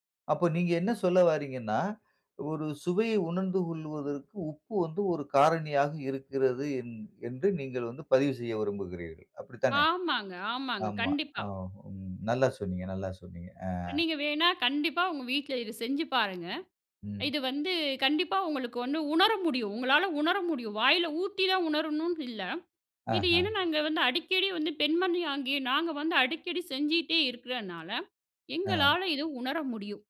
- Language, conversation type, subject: Tamil, podcast, வீட்டிலேயே செய்யக்கூடிய எளிய சுவைச் சோதனையை எப்படி செய்யலாம்?
- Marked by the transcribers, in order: tapping